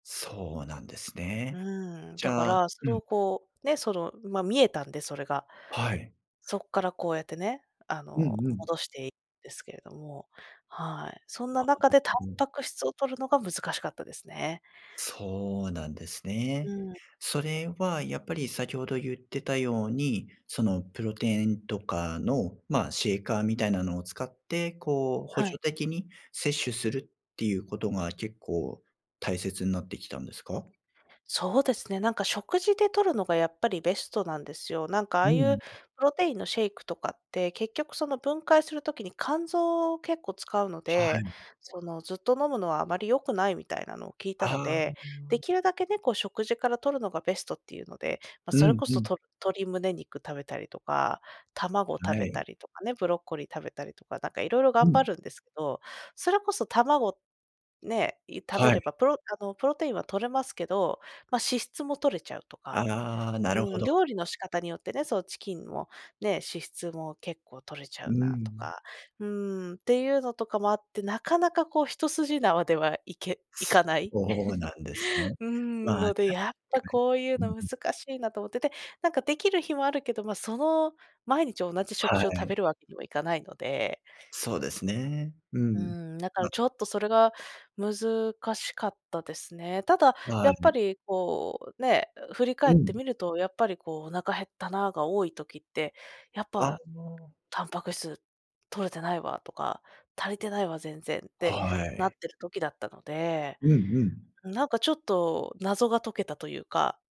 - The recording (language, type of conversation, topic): Japanese, podcast, 食欲の変化にどう向き合っていますか？
- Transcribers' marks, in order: "プロテイン" said as "プロテーン"; in English: "シェイカー"; tapping; chuckle